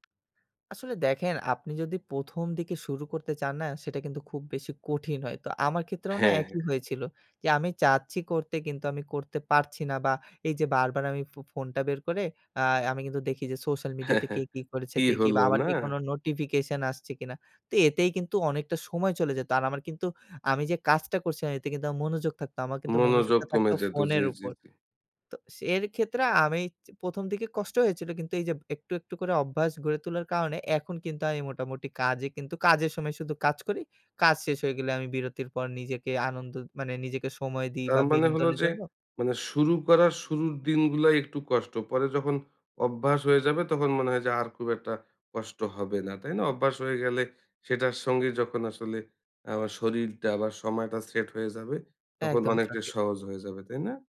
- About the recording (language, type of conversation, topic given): Bengali, podcast, তুমি কাজের সময় কীভাবে মনোযোগ ধরে রাখো?
- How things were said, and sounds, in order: tapping; chuckle